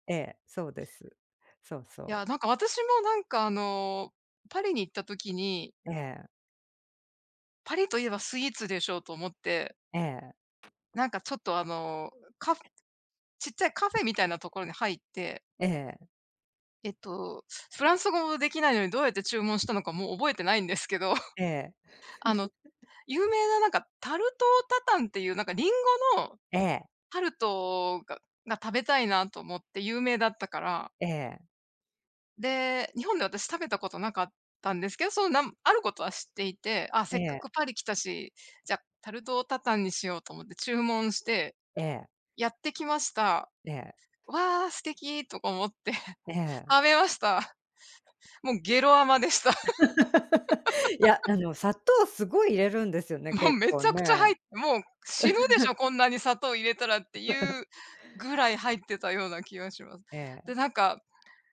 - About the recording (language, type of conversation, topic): Japanese, unstructured, 旅先で食べ物に驚いた経験はありますか？
- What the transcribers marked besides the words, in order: other background noise; laugh; in French: "タルトタタン"; in French: "タルトタタン"; laugh; laugh